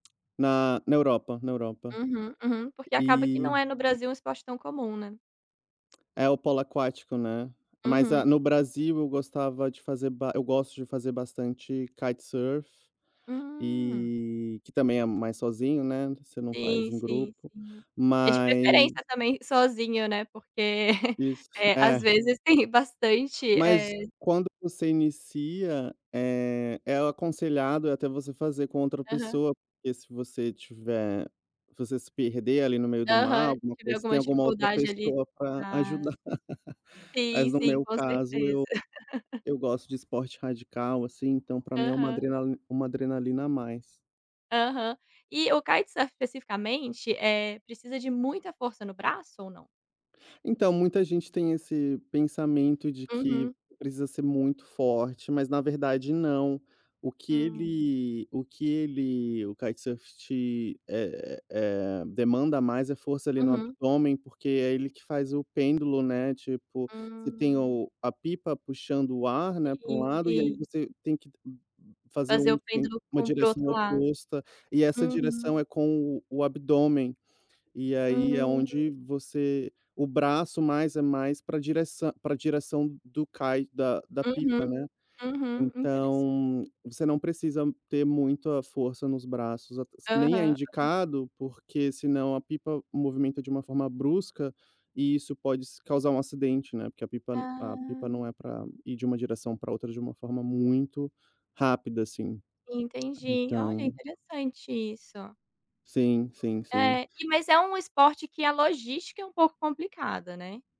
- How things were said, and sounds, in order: tapping; chuckle; chuckle; chuckle; other noise
- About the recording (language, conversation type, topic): Portuguese, podcast, Qual é a sua relação com os exercícios físicos atualmente?